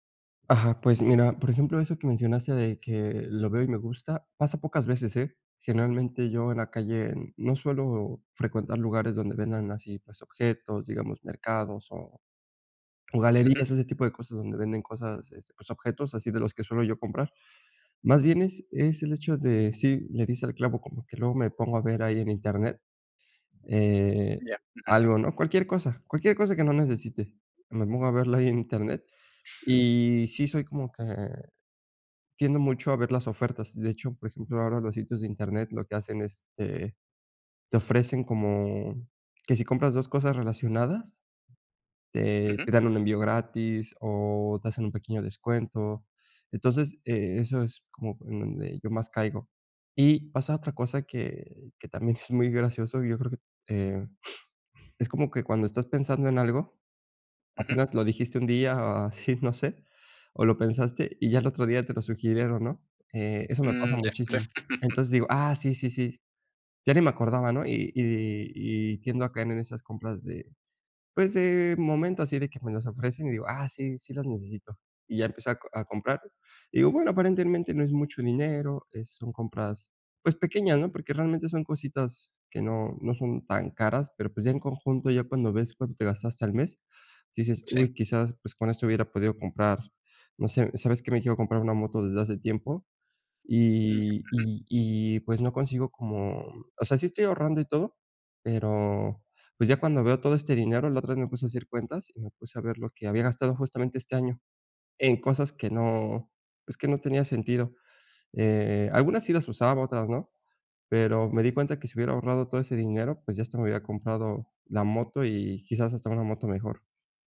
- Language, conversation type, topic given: Spanish, advice, ¿Cómo puedo evitar las compras impulsivas y ahorrar mejor?
- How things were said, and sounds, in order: chuckle; laughing while speaking: "es muy"; laugh; "dinero" said as "ninero"